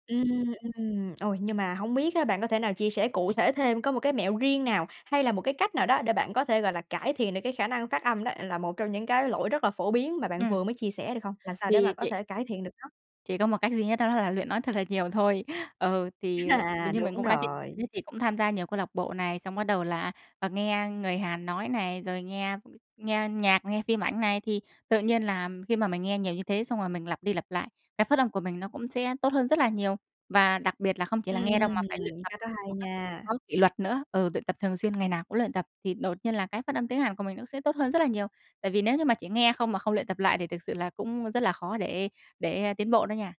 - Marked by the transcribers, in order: other background noise; tapping; laughing while speaking: "À"; unintelligible speech
- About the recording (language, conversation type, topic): Vietnamese, podcast, Bạn có lời khuyên nào để người mới bắt đầu tự học hiệu quả không?